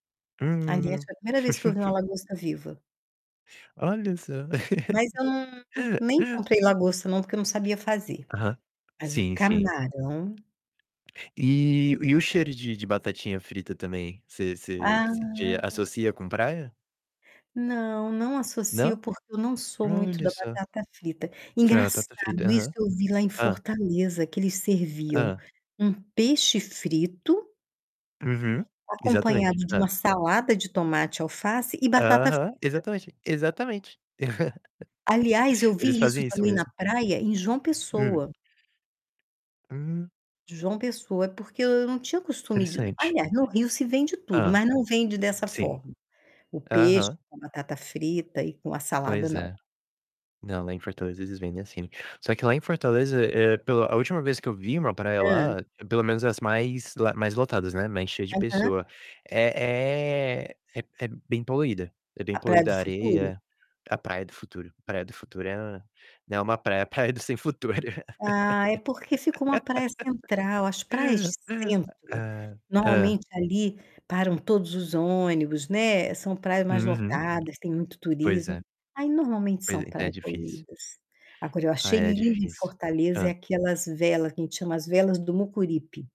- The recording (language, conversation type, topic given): Portuguese, unstructured, Qual é a lembrança mais feliz que você tem na praia?
- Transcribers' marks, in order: chuckle; laugh; other background noise; tapping; distorted speech; static; drawn out: "Ah"; chuckle; laugh